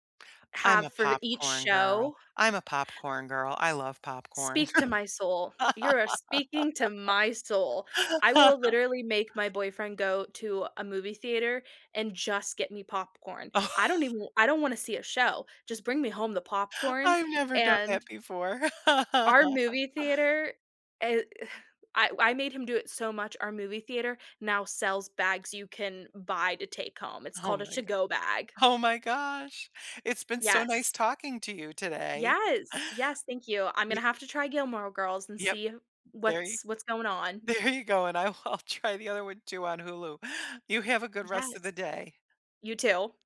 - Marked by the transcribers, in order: laugh; chuckle; laugh; laughing while speaking: "Oh"; laughing while speaking: "Oh"; laughing while speaking: "There"; laughing while speaking: "I'll I’ll try"
- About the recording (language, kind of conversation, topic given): English, unstructured, Which comfort show do you rewatch to lift your mood, and what makes it feel like home?
- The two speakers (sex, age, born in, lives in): female, 30-34, United States, United States; female, 65-69, United States, United States